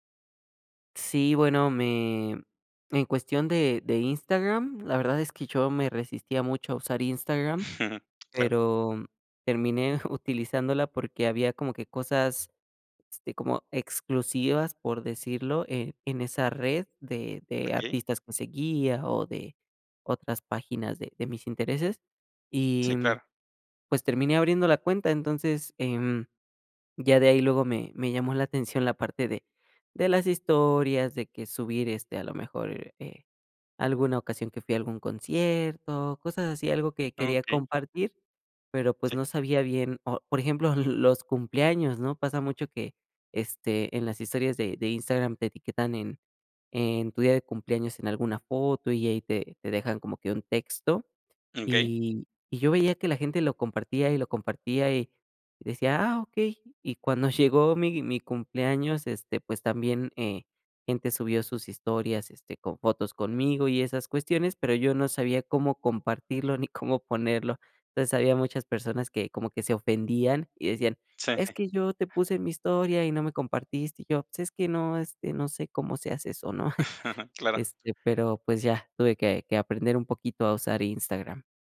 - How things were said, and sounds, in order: chuckle; giggle; giggle; chuckle
- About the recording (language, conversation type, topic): Spanish, podcast, ¿Qué te frena al usar nuevas herramientas digitales?